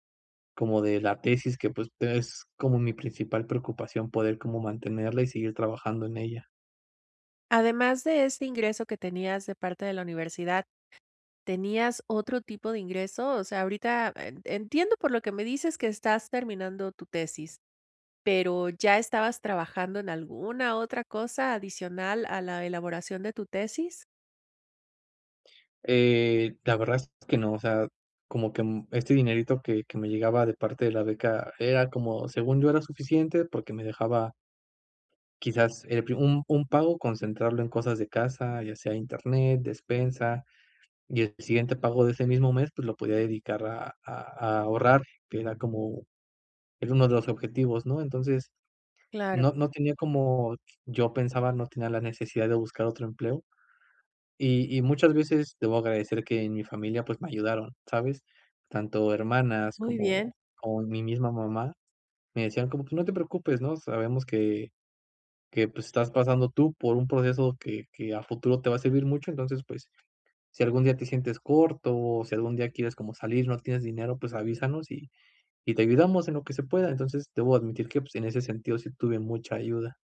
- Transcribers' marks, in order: other background noise
- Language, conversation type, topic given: Spanish, advice, ¿Cómo puedo reducir la ansiedad ante la incertidumbre cuando todo está cambiando?